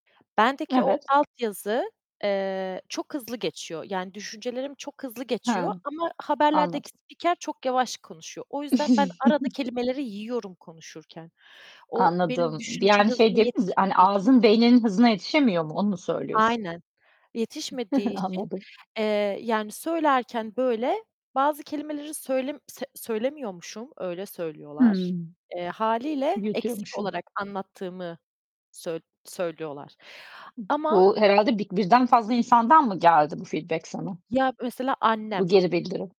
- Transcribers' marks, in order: other background noise; distorted speech; chuckle; giggle; tapping; in English: "feedback"
- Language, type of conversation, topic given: Turkish, unstructured, Kendini ifade etmek için hangi yolları tercih edersin?